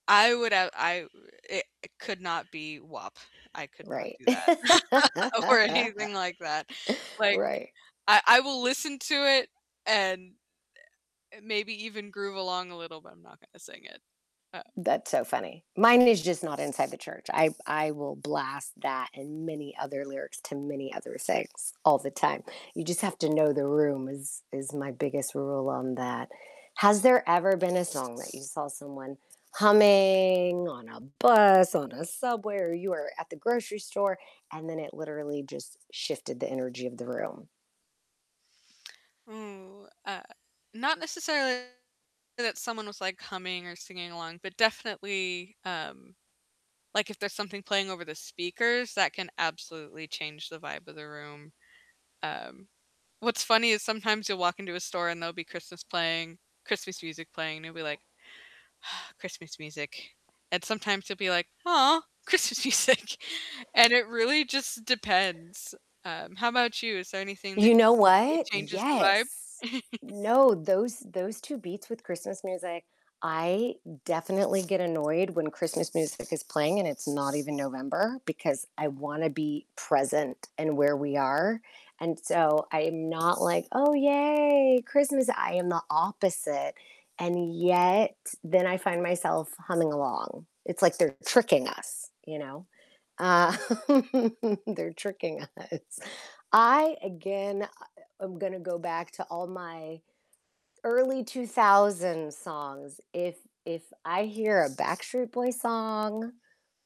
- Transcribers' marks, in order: distorted speech; static; laugh; laughing while speaking: "or anything"; laugh; other background noise; tapping; sigh; laughing while speaking: "Christmas music"; chuckle; laugh; laughing while speaking: "us"
- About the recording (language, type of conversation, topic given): English, unstructured, How do you decide which songs are worth singing along to in a group and which are better kept quiet?